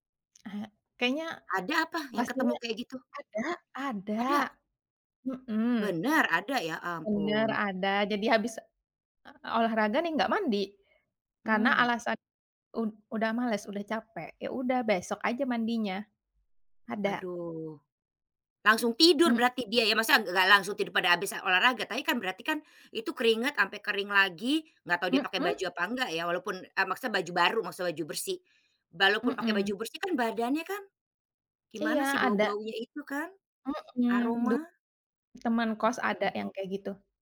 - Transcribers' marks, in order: "Walaupun" said as "balaupun"
- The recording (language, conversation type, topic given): Indonesian, unstructured, Apa pendapatmu tentang kebiasaan orang yang malas mandi setelah berolahraga?